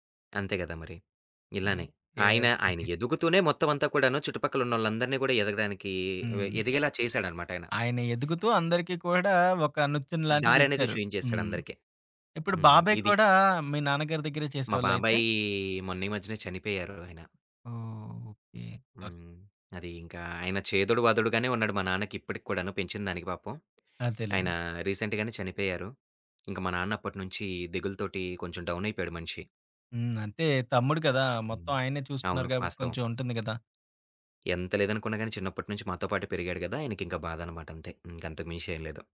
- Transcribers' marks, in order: other background noise; in English: "రీసెంట్‌గానే"; tapping
- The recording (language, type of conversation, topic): Telugu, podcast, మీ కుటుంబ వలస కథను ఎలా చెప్పుకుంటారు?